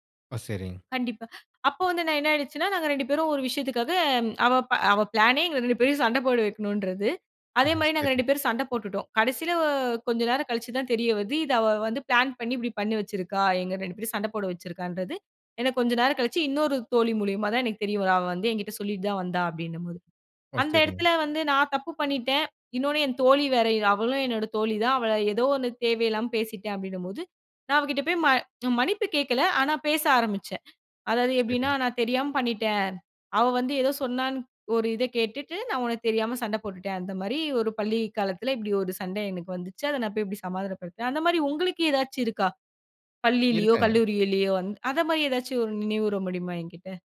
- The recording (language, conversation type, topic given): Tamil, podcast, சண்டை முடிந்த பிறகு உரையாடலை எப்படி தொடங்குவது?
- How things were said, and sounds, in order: other background noise; laughing while speaking: "அ சரி"; other noise